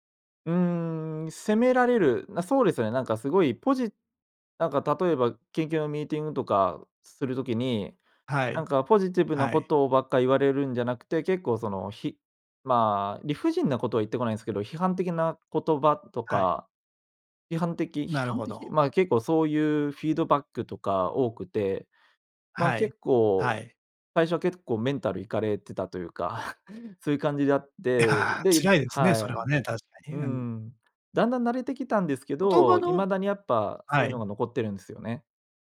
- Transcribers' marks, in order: chuckle
- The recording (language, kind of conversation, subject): Japanese, advice, 上司や同僚に自分の意見を伝えるのが怖いのはなぜですか？